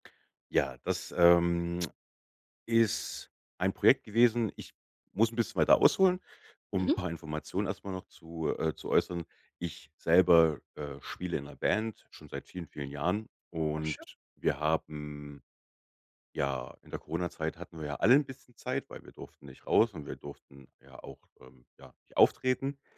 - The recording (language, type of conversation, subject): German, podcast, Erzähl mal von einem Projekt, auf das du richtig stolz warst?
- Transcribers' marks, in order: none